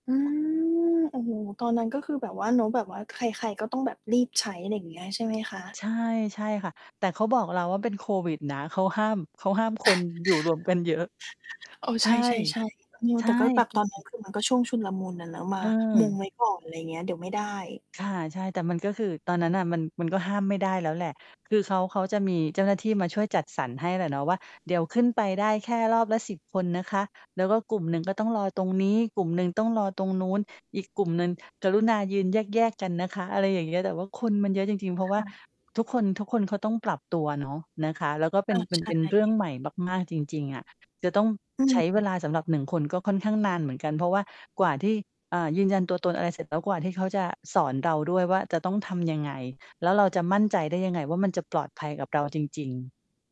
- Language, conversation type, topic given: Thai, podcast, การใช้อีวอลเล็ตเปลี่ยนนิสัยทางการเงินของคุณไปอย่างไรบ้าง?
- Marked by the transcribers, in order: unintelligible speech; "ตอน" said as "กอน"; laugh; distorted speech; other noise